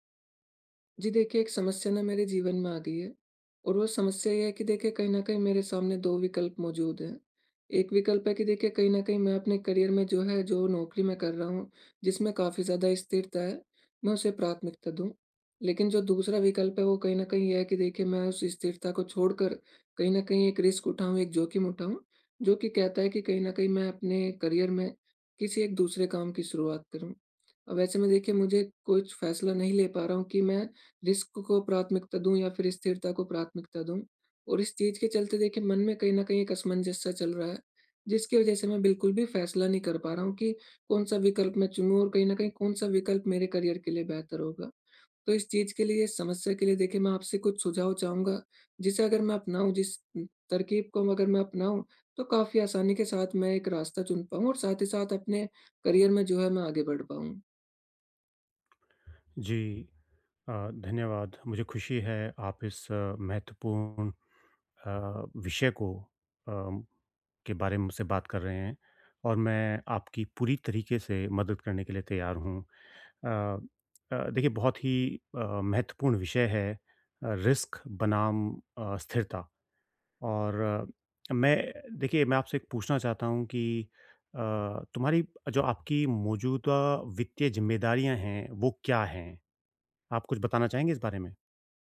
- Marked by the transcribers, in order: in English: "करियर"; other background noise; in English: "रिस्क"; in English: "करियर"; in English: "रिस्क"; tapping; in English: "करियर"; in English: "करियर"; in English: "रिस्क"
- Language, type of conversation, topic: Hindi, advice, करियर में अर्थ के लिए जोखिम लिया जाए या स्थिरता चुनी जाए?